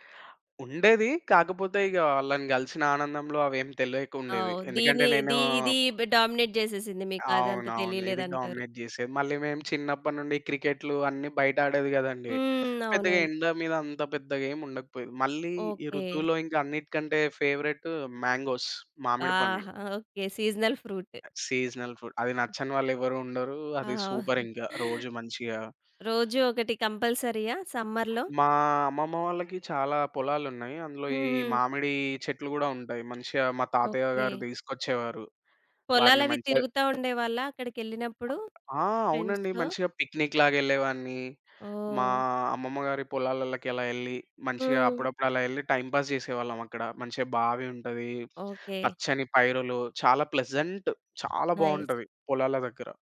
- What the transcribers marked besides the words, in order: in English: "డామినేట్"; other background noise; in English: "డామినేట్"; in English: "ఫేవరైట్ మ్యాంగోస్"; in English: "సీజనల్ ఫ్రూట్"; in English: "సీజనల్ ఫుడ్"; tapping; chuckle; in English: "సమ్మర్‌లో?"; in English: "ఫ్రెండ్స్‌తో?"; in English: "పిక్‌నిక్"; in English: "టైమ్ పాస్"; in English: "ప్లెజెంట్"; in English: "నైస్"
- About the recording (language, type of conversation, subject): Telugu, podcast, మీకు అత్యంత ఇష్టమైన ఋతువు ఏది, అది మీకు ఎందుకు ఇష్టం?